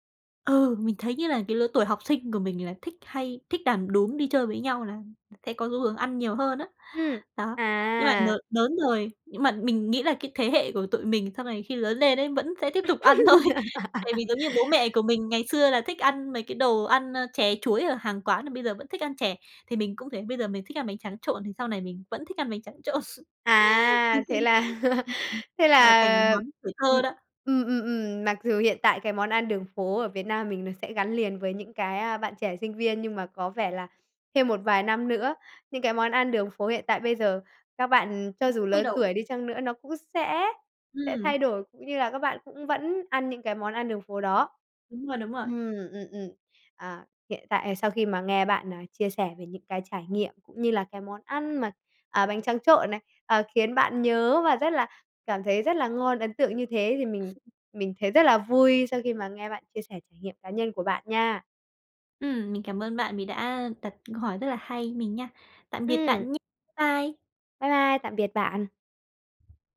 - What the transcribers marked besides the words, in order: "lớn" said as "nớn"; laugh; laughing while speaking: "thôi"; laugh; laughing while speaking: "trộn"; laugh; unintelligible speech; other background noise; tapping
- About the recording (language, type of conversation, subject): Vietnamese, podcast, Bạn nhớ nhất món ăn đường phố nào và vì sao?
- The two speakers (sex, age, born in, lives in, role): female, 20-24, Vietnam, France, guest; female, 45-49, Vietnam, Vietnam, host